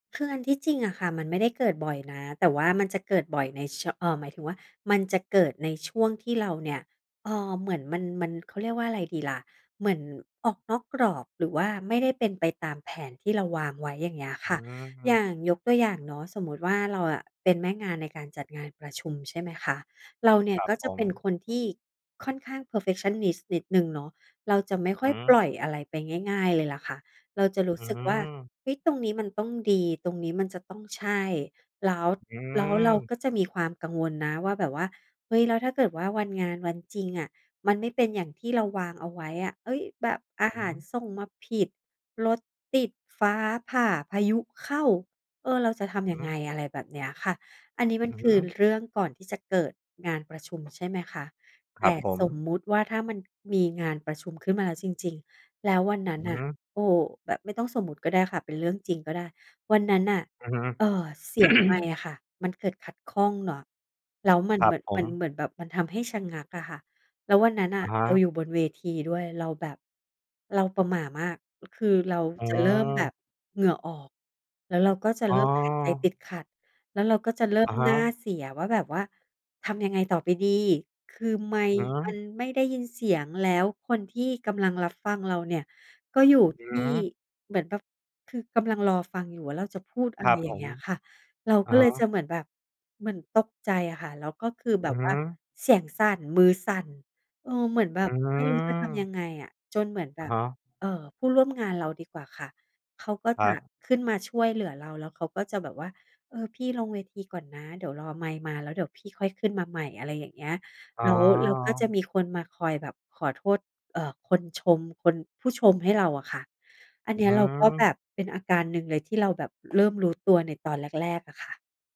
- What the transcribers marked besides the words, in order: in English: "เพอร์เฟกชันนิสต์"; other background noise; throat clearing
- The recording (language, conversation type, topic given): Thai, advice, ทำไมฉันถึงมีอาการใจสั่นและตื่นตระหนกในสถานการณ์ที่ไม่คาดคิด?